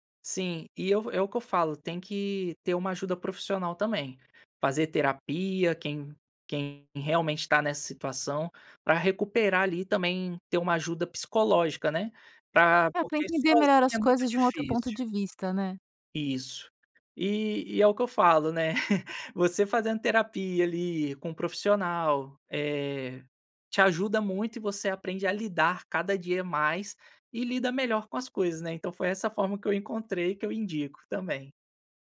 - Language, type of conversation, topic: Portuguese, podcast, Como lidar com familiares que usam chantagem emocional?
- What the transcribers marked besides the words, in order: chuckle